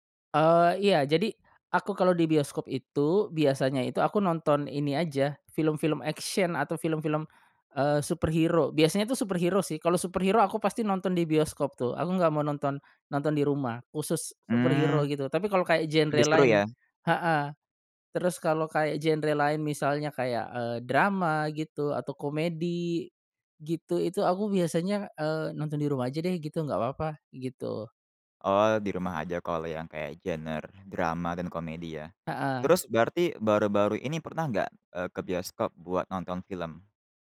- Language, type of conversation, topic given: Indonesian, podcast, Bagaimana pengalamanmu menonton film di bioskop dibandingkan di rumah?
- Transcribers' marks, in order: in English: "action"; in English: "superhero"; in English: "superhero"; in English: "superhero"; in English: "superhero"; other background noise